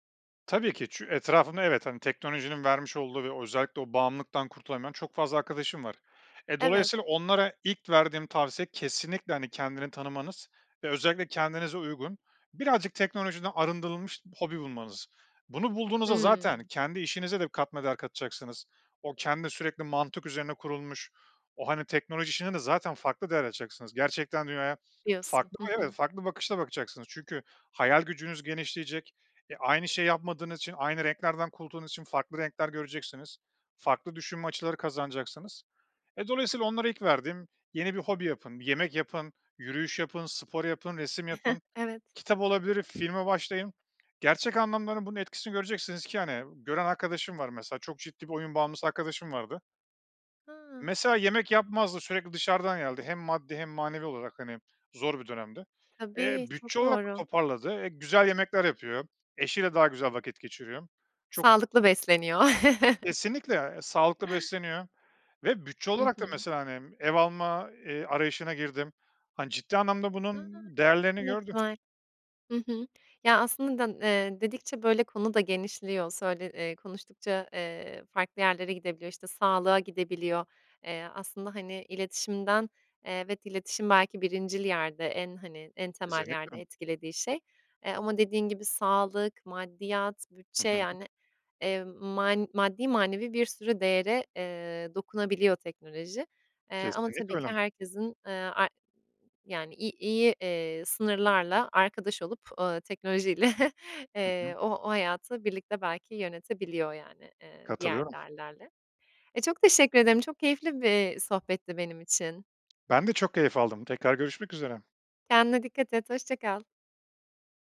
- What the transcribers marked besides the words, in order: chuckle; "yerdi" said as "yeldi"; chuckle; chuckle
- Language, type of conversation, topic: Turkish, podcast, Teknoloji aile içi iletişimi sizce nasıl değiştirdi?